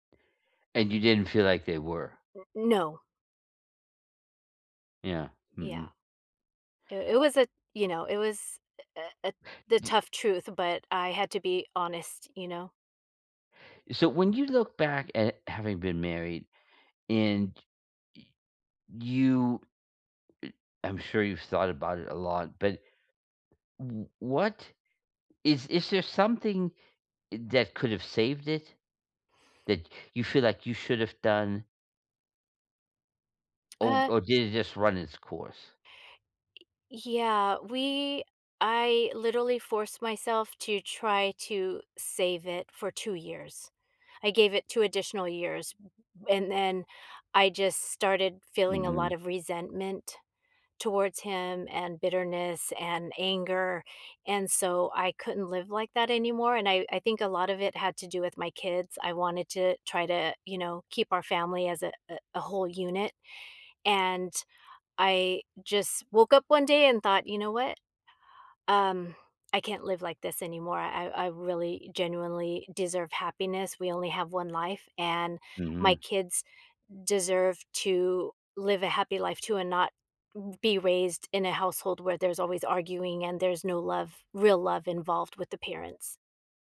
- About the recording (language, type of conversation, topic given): English, unstructured, What makes a relationship healthy?
- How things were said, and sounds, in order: tapping; background speech; other background noise